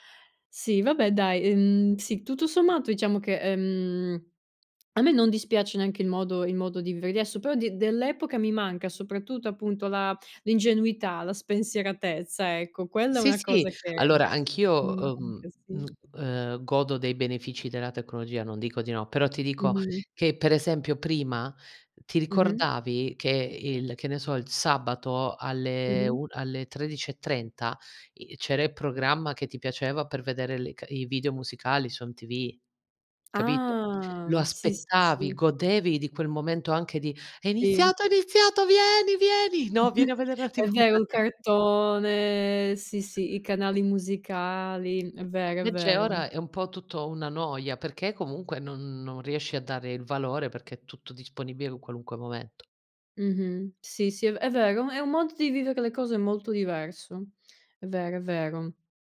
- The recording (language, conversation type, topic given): Italian, unstructured, Cosa ti manca di più del passato?
- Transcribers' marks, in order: lip smack; tapping; drawn out: "Ah"; put-on voice: "È iniziato, è iniziato, vieni, vieni No, vieni a veder la TV"; other background noise; chuckle; laughing while speaking: "TV"; chuckle; drawn out: "cartone"; "Invece" said as "vence"